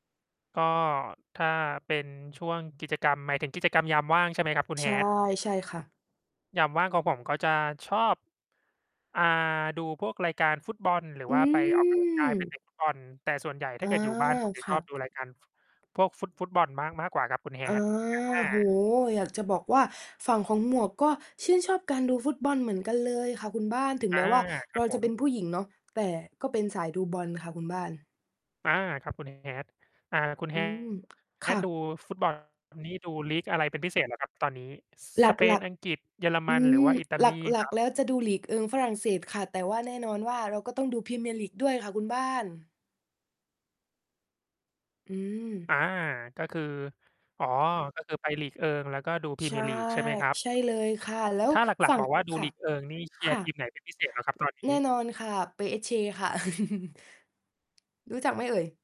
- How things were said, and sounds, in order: distorted speech; mechanical hum; tapping; static; chuckle
- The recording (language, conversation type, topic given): Thai, unstructured, คุณชอบทำกิจกรรมอะไรในเวลาว่างมากที่สุด?